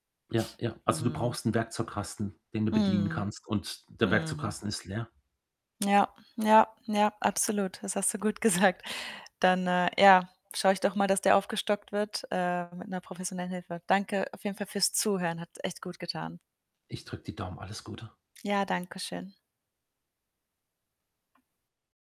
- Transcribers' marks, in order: static; laughing while speaking: "gesagt"; tapping; other background noise
- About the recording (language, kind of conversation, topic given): German, advice, Wie kann ich Abstand zu negativen Gedanken gewinnen?